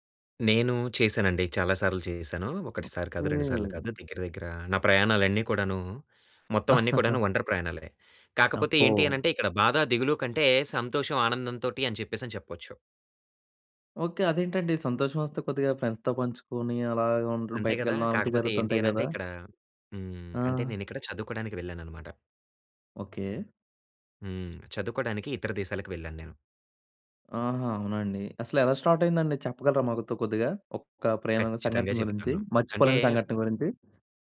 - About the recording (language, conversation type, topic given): Telugu, podcast, మొదటిసారి ఒంటరిగా ప్రయాణం చేసినప్పుడు మీ అనుభవం ఎలా ఉండింది?
- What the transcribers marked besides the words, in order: chuckle; in English: "ఫ్రెండ్స్‌తో"; in English: "స్టార్ట్"; tapping